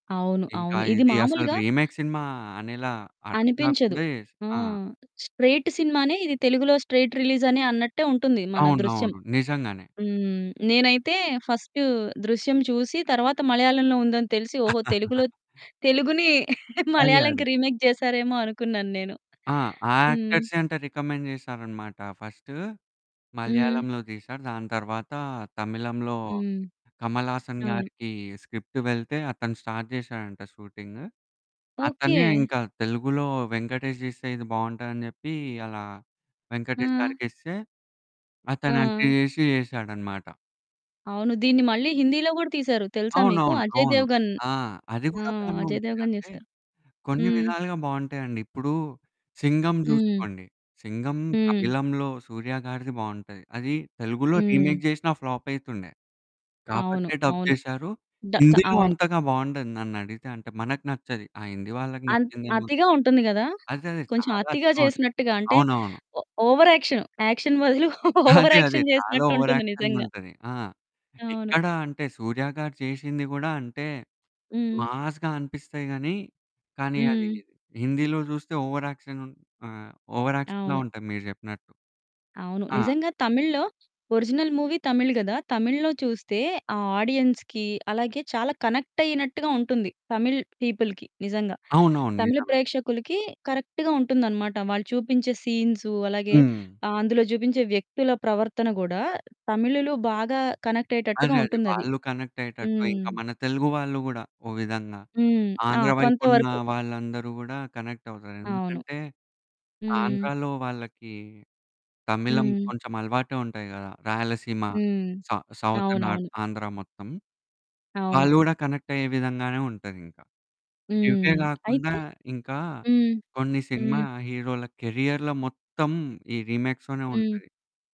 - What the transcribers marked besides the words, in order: in English: "రీమేక్"; distorted speech; in English: "స్ట్రెయిట్"; in English: "స్ట్రెయిట్ రిలీజ్"; other background noise; in English: "ఫస్ట్"; chuckle; chuckle; in English: "రీమేక్"; in English: "రికమెండ్"; in English: "ఫస్ట్"; in English: "స్క్రిప్ట్"; in English: "స్టార్ట్"; in English: "షూటింగ్"; in English: "యాక్ట్"; in English: "రీమేక్"; in English: "ఫ్లాప్"; in English: "డబ్"; in English: "ఓ ఓవర్ యాక్షన్, యాక్షన్"; laughing while speaking: "ఓవర్ యాక్షన్ చేసినట్టుంటుంది నిజంగా"; in English: "ఓవర్ యాక్షన్"; in English: "ఓవరాక్షన్‌గుంటది"; in English: "మాస్‌గా"; in English: "ఓవరాక్షన్"; in English: "ఓవరాక్షన్‌లా"; in English: "ఒరిజినల్ మూవీ"; in English: "ఆడియన్స్‌కి"; in English: "కనెక్ట్"; in English: "పీపుల్‌కి"; in English: "కరెక్ట్‌గా"; in English: "కనెక్ట్"; in English: "కనెక్ట్"; in English: "కనెక్ట్"; in English: "కనెక్ట్"; in English: "హీరోల కెరియర్‌లో"; in English: "రీమేక్స్‌లోనే"
- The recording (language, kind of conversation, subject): Telugu, podcast, ఒక సినిమాను మళ్లీ రీమేక్ చేస్తే దానిపై మీ అభిప్రాయం ఏమిటి?